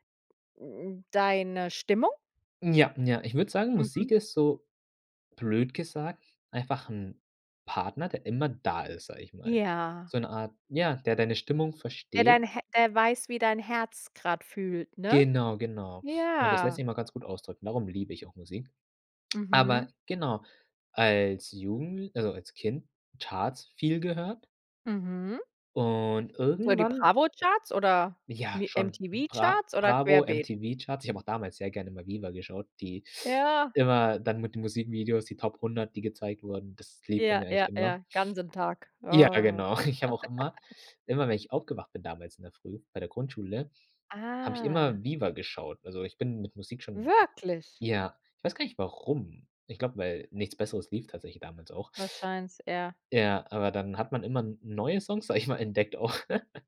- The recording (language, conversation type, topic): German, podcast, Wie hat sich dein Musikgeschmack über die Jahre verändert?
- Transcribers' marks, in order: unintelligible speech; chuckle; giggle; surprised: "Ah"; surprised: "Wirklich?"; laughing while speaking: "sage ich"; laughing while speaking: "auch"; chuckle